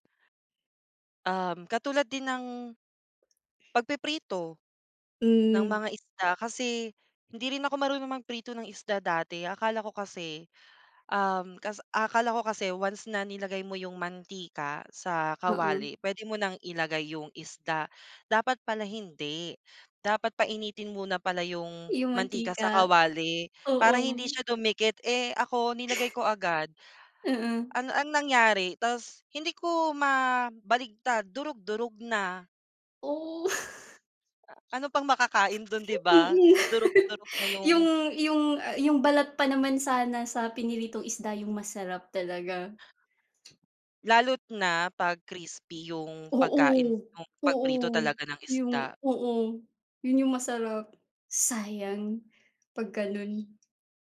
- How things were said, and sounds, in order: other background noise; other noise; laugh
- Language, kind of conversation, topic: Filipino, unstructured, Ano ang unang pagkaing natutunan mong lutuin?